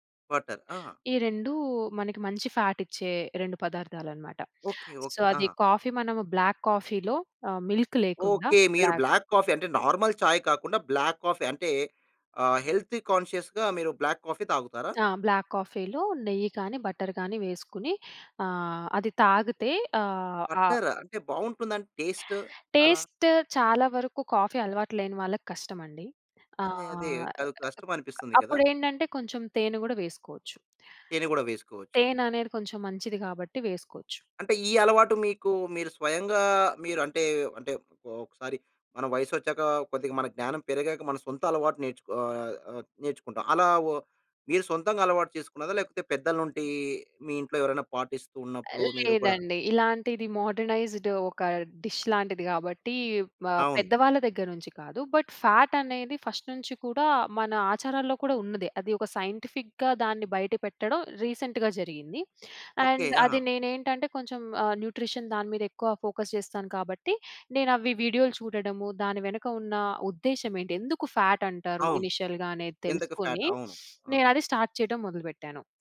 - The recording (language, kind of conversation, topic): Telugu, podcast, ఉదయాన్ని శ్రద్ధగా ప్రారంభించడానికి మీరు పాటించే దినచర్య ఎలా ఉంటుంది?
- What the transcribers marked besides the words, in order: in English: "బట్టర్"; in English: "ఫాట్"; tapping; in English: "సో"; in English: "బ్లాక్ కాఫీలో"; in English: "మిల్క్"; in English: "బ్లాక్"; in English: "బ్లాక్ కాఫీ"; in English: "నార్మల్"; in Hindi: "చాయ్"; in English: "బ్లాక్ కాఫీ"; in English: "హెల్త్ కాన్షియస్‌గా"; in English: "బ్లాక్ కాఫీ"; in English: "బ్లాక్ కాఫీలో"; in English: "బట్టర్"; in English: "టేస్ట్"; in English: "టేస్ట్"; other noise; in English: "మోడ్రనైజ్డ్"; in English: "డిష్"; in English: "బట్"; in English: "ఫస్ట్"; in English: "సైంటిఫిక్‌గా"; in English: "రీసెంట్‌గా"; in English: "అండ్"; in English: "న్యూట్రిషన్"; in English: "ఫోకస్"; in English: "ఫాట్"; in English: "ఇనిషియల్‌గా"; in English: "ఫాట్"; sniff; in English: "స్టార్ట్"